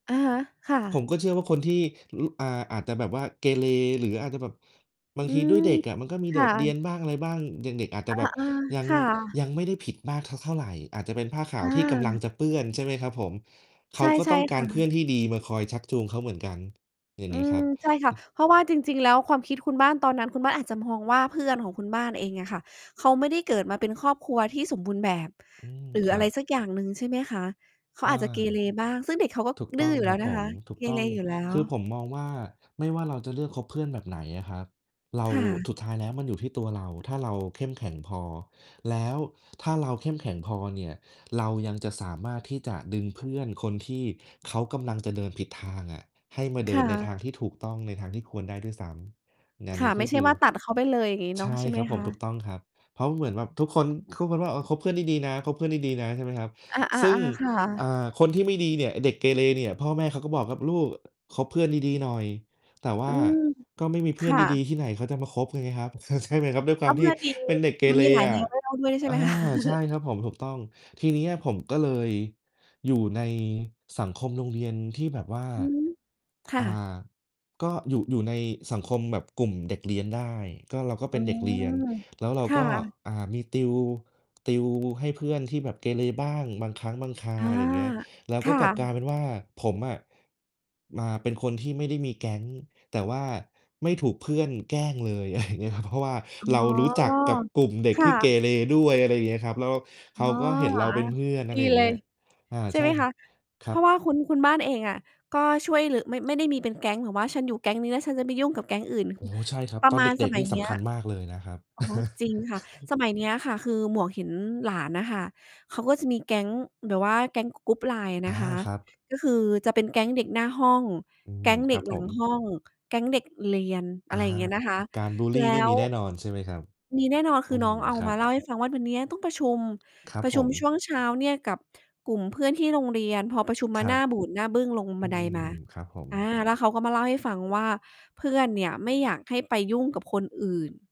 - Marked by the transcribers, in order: tapping; distorted speech; mechanical hum; other noise; chuckle; laughing while speaking: "คะ ?"; laughing while speaking: "อะไรเงี้ยครับ"; static; chuckle; background speech
- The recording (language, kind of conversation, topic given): Thai, unstructured, อะไรคือสิ่งที่ทำให้คุณภูมิใจในตัวเอง?